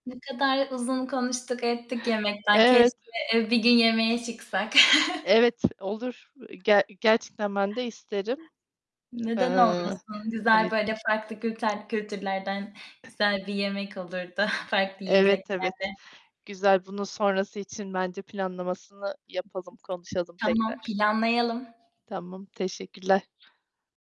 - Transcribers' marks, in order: other background noise; tapping; chuckle
- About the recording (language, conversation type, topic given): Turkish, unstructured, Yemek sipariş etmek mi yoksa evde yemek yapmak mı daha keyifli?